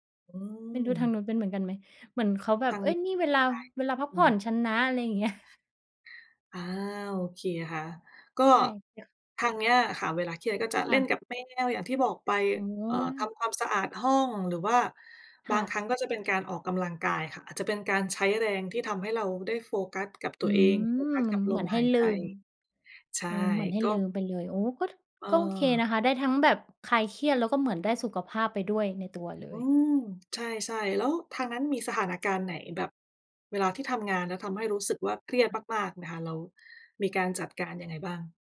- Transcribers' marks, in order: other background noise; tapping
- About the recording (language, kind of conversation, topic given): Thai, unstructured, คุณมีวิธีจัดการกับความเครียดจากงานอย่างไร?